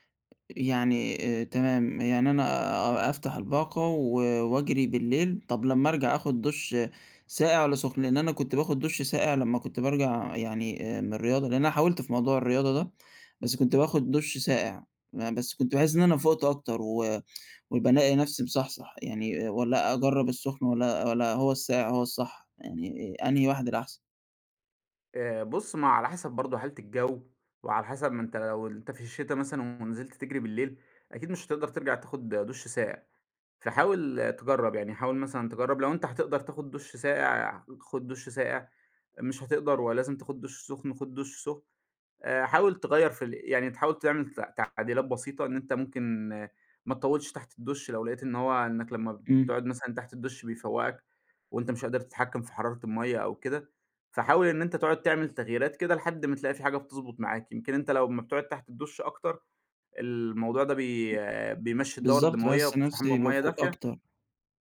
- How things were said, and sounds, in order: tsk; tapping
- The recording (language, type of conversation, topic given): Arabic, advice, إزاي أقدر ألتزم بميعاد نوم وصحيان ثابت كل يوم؟